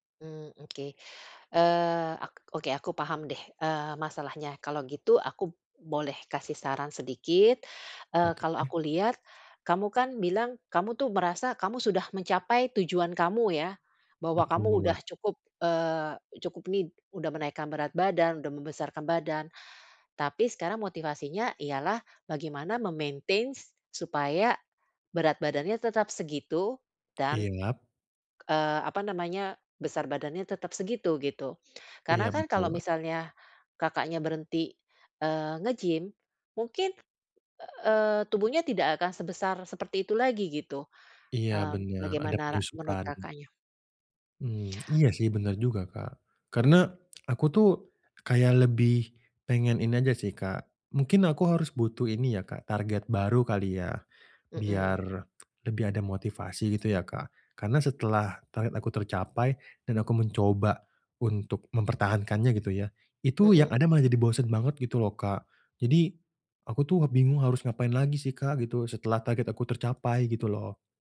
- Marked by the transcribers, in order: other background noise; in English: "me-maintains"
- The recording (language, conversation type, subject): Indonesian, advice, Kenapa saya cepat bosan dan kehilangan motivasi saat berlatih?